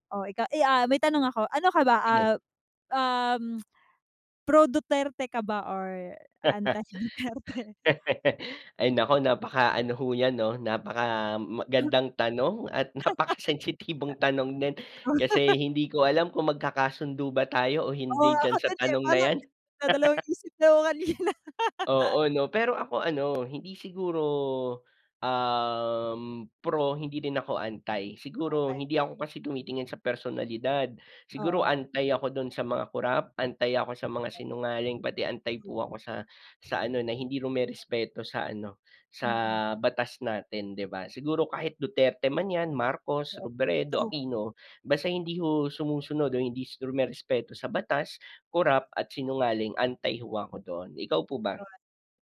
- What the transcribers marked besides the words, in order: tongue click; laughing while speaking: "anti-Duterte?"; laughing while speaking: "napaka sensitibong tanong din"; laugh
- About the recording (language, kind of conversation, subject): Filipino, unstructured, Ano ang pananaw mo sa sistema ng pamahalaan sa Pilipinas?